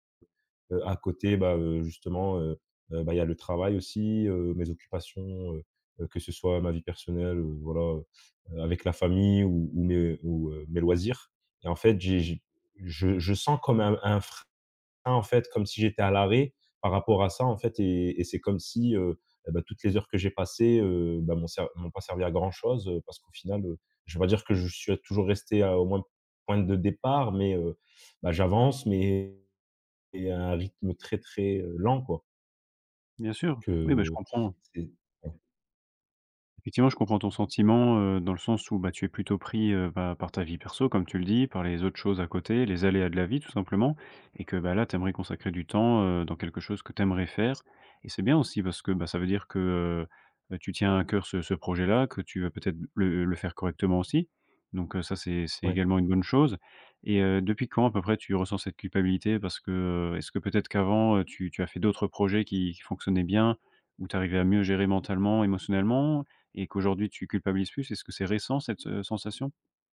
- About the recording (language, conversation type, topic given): French, advice, Pourquoi est-ce que je me sens coupable de prendre du temps pour créer ?
- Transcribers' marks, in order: unintelligible speech